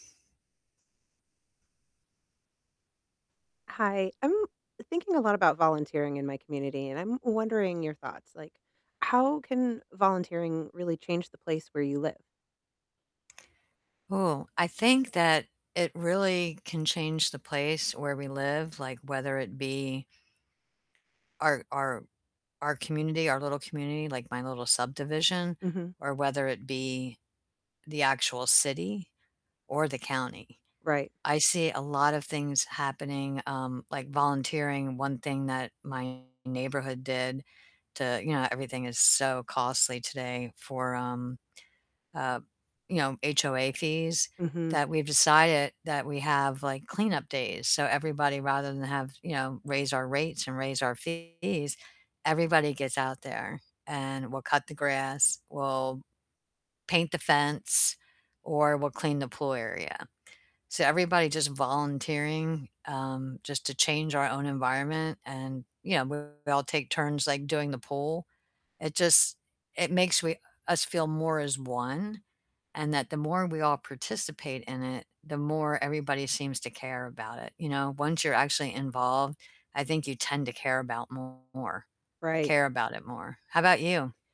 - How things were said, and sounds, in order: other background noise; static; distorted speech
- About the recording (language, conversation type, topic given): English, unstructured, How can volunteering change the place where you live?